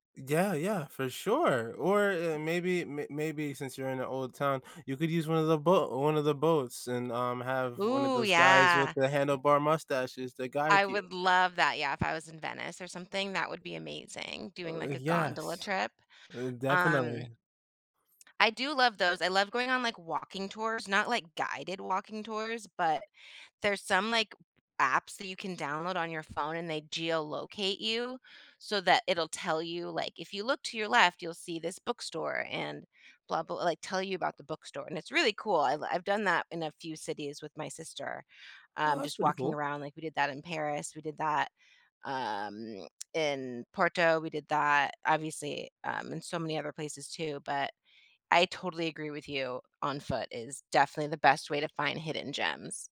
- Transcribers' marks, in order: other background noise; other noise
- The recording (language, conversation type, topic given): English, unstructured, How do you like to discover new places when visiting a city?